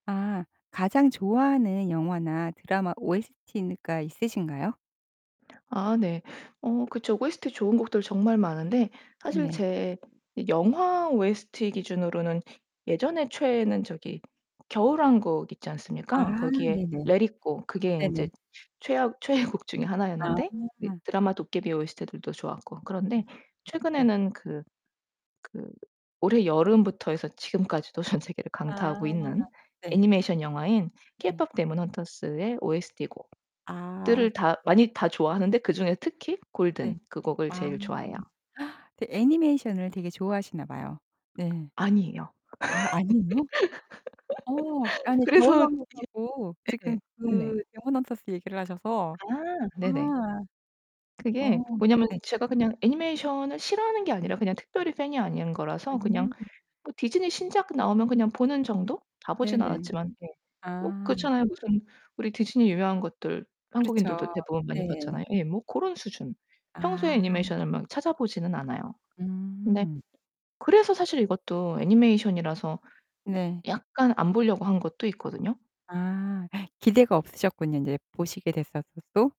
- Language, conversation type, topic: Korean, podcast, 가장 좋아하는 영화나 드라마 음악은 무엇인가요?
- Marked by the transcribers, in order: tapping; other background noise; laughing while speaking: "최애곡"; distorted speech; gasp; laugh; put-on voice: "fan이"